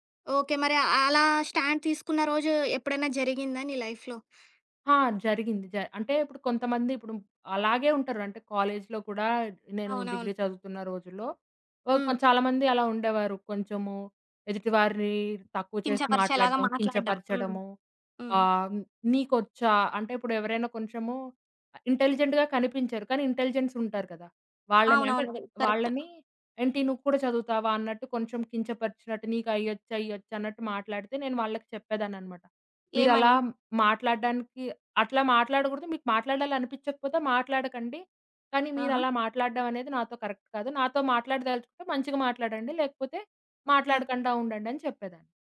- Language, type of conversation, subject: Telugu, podcast, పెద్దవారితో సరిహద్దులు పెట్టుకోవడం మీకు ఎలా అనిపించింది?
- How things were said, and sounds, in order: in English: "స్టాండ్"; in English: "లైఫ్‌లో?"; in English: "ఇంటెలిజెంట్‌గా"; in English: "ఇంటెలిజెన్స్"; in English: "కరెక్ట్"; in English: "కరెక్ట్"